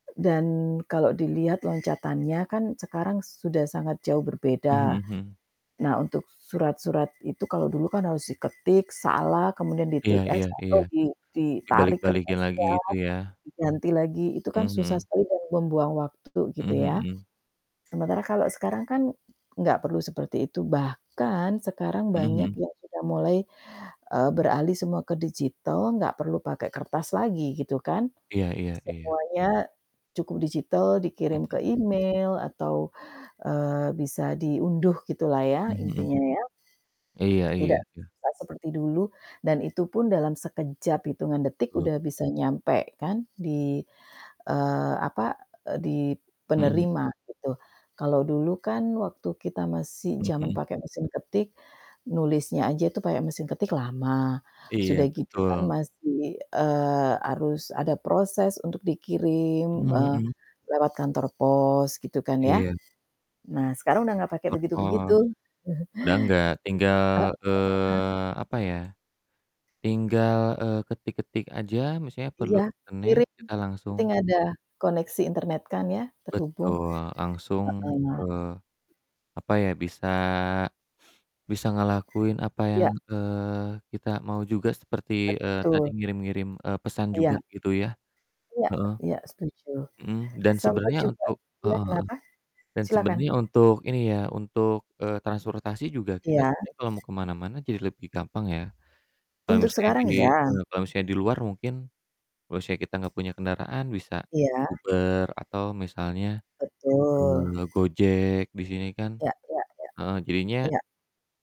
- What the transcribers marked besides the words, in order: other noise; other background noise; tapping; distorted speech; chuckle; static
- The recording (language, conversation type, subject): Indonesian, unstructured, Bagaimana teknologi membuat hidupmu sehari-hari menjadi lebih mudah?